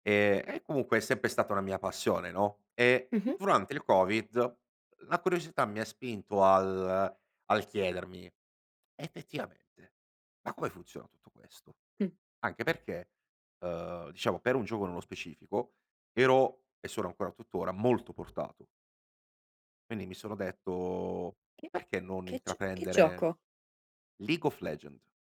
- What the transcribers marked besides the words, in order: none
- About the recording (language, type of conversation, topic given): Italian, podcast, Che ruolo ha la curiosità nella tua crescita personale?